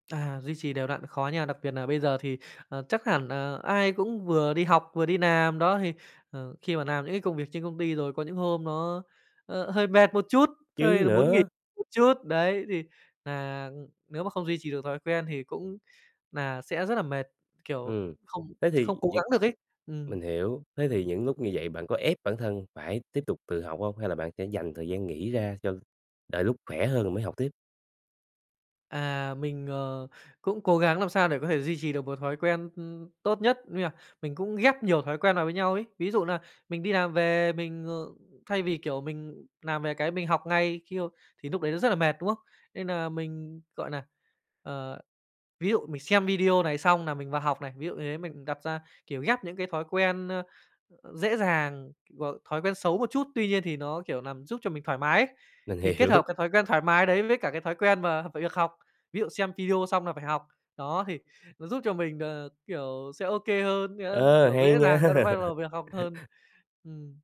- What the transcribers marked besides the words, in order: tapping; "làm" said as "nàm"; "làm" said as "nàm"; "làm" said as "nàm"; "làm" said as "nàm"; laughing while speaking: "hiểu"; chuckle
- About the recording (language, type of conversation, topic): Vietnamese, podcast, Bạn thường tự học một kỹ năng mới như thế nào?